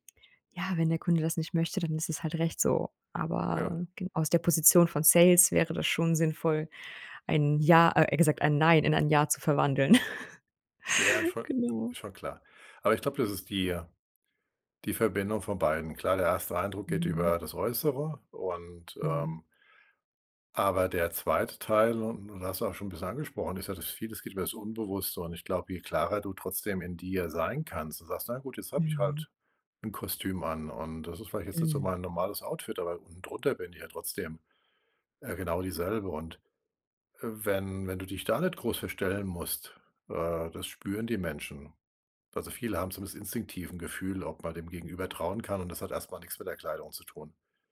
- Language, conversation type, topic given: German, advice, Warum muss ich im Job eine Rolle spielen, statt authentisch zu sein?
- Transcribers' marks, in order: chuckle; other background noise